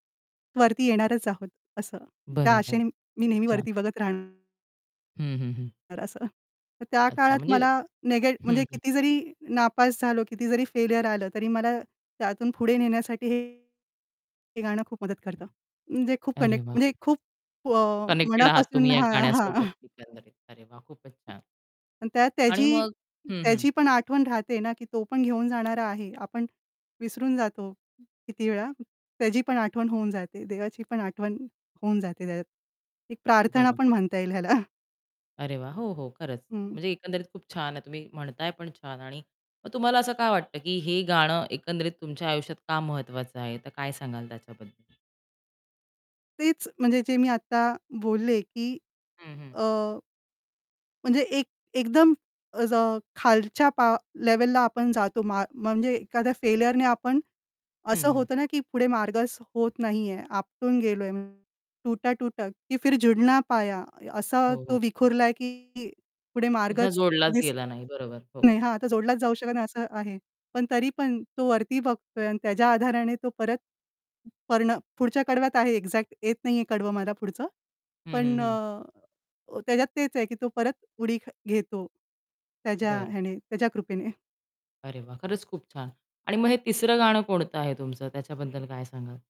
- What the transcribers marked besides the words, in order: distorted speech; other background noise; other noise; static; tapping; in English: "कनेक्टेड"; in English: "कनेक्ट"; laughing while speaking: "हां, हां"; laughing while speaking: "ह्याला"; mechanical hum; in Hindi: "टुटा-टुटा की फिर झुडना पाया"; in English: "एक्झॅक्ट"; laughing while speaking: "कृपेने"
- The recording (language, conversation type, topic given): Marathi, podcast, तुमच्या शेअर केलेल्या गीतसूचीतली पहिली तीन गाणी कोणती असतील?